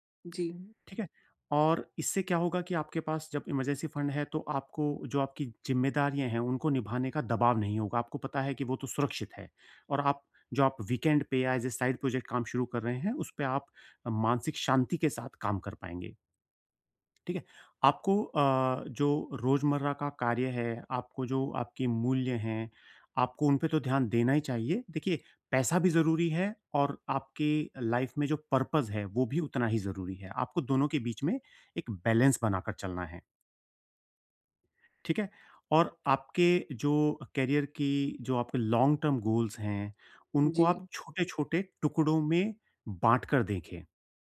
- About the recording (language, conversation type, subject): Hindi, advice, करियर में अर्थ के लिए जोखिम लिया जाए या स्थिरता चुनी जाए?
- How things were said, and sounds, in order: in English: "इमरजेंसी फंड"; tapping; in English: "वीकेंड"; in English: "एज़ ए साइड प्रोजेक्ट"; in English: "लाइफ़"; in English: "पर्पस"; in English: "बैलेंस"; in English: "करियर"; in English: "लॉन्ग-टर्म गोल्स"